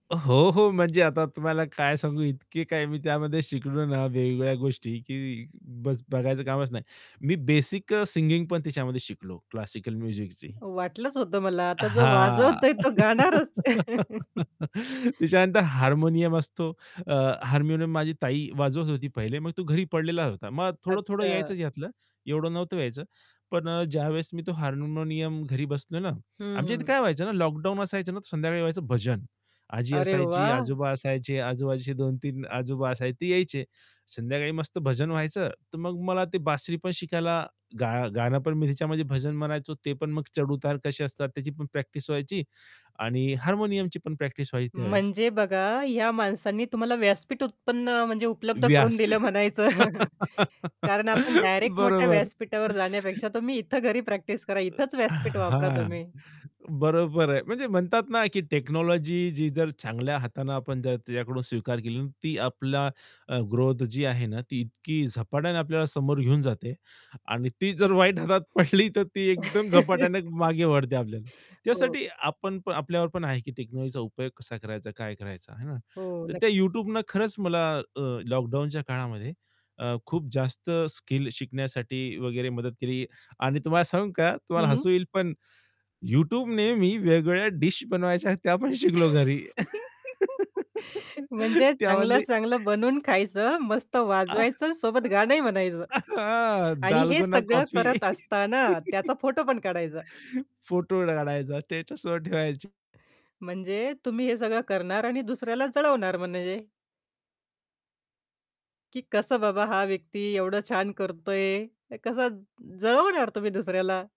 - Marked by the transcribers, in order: distorted speech; in English: "सिंगिंग"; in English: "म्युझिकची"; laugh; laughing while speaking: "वाजवतोय तो गाणारच"; laugh; tapping; other background noise; static; laugh; laughing while speaking: "बरोबर"; other noise; in English: "टेक्नॉलॉजी"; laughing while speaking: "हातात पडली तर ती एकदम झपाट्याने मागे वडते आपल्याला"; laugh; "ओढते" said as "वडते"; in English: "टेक्नॉलॉजीचा"; laugh; laugh; laughing while speaking: "त्यामधली"; chuckle; laugh; in English: "टेटसवर"; "स्टेटसवर" said as "टेटसवर"
- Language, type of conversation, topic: Marathi, podcast, तंत्रज्ञानामुळे तुमची शिकण्याची दिशा कशी बदलली आहे?